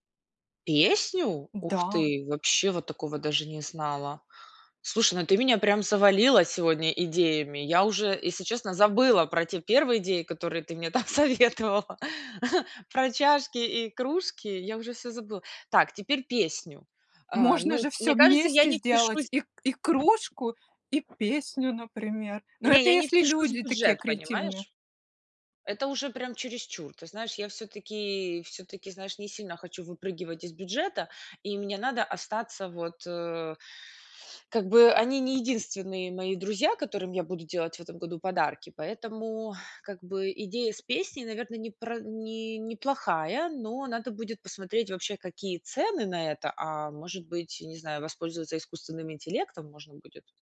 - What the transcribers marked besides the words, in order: surprised: "Песню?"; laughing while speaking: "советовала"; other background noise
- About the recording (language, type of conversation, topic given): Russian, advice, Как выбрать подарок, который понравится разным людям и впишется в любой бюджет?